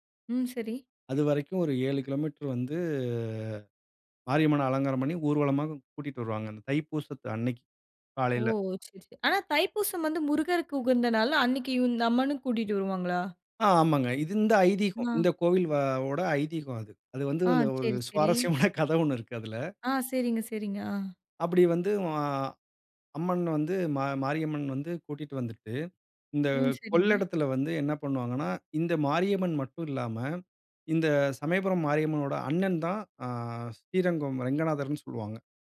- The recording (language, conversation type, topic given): Tamil, podcast, பண்டிகை நாட்களில் நீங்கள் பின்பற்றும் தனிச்சிறப்பு கொண்ட மரபுகள் என்னென்ன?
- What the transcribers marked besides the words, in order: drawn out: "வந்து"; "கோவிலோட" said as "கோவில்வவோட"; chuckle